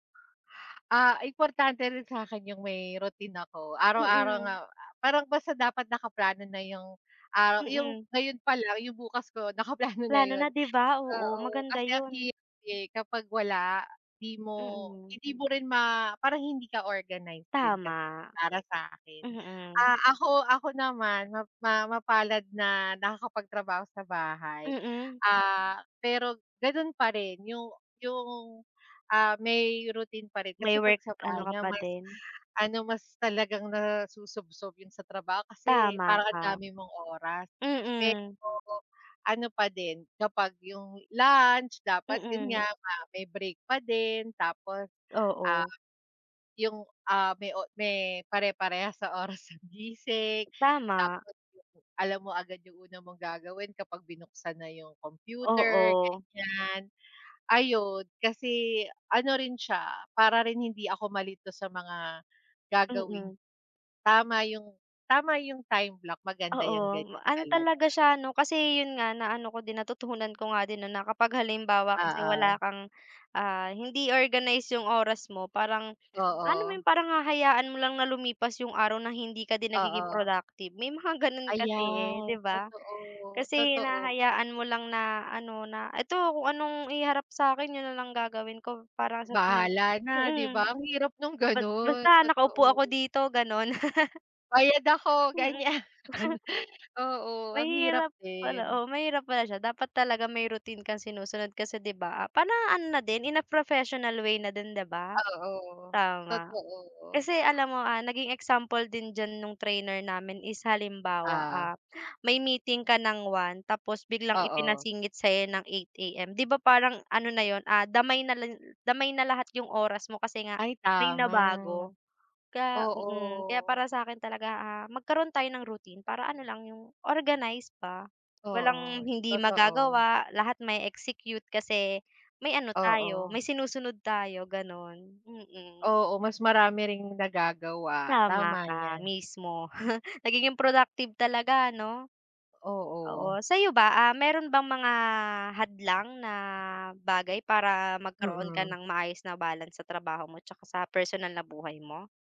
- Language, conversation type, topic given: Filipino, unstructured, Ano ang mga tip mo para magkaroon ng magandang balanse sa pagitan ng trabaho at personal na buhay?
- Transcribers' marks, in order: other background noise; laughing while speaking: "nakaplano"; tapping; laughing while speaking: "ng"; unintelligible speech; laughing while speaking: "ganun"; laughing while speaking: "ganiyan"; laugh; chuckle; chuckle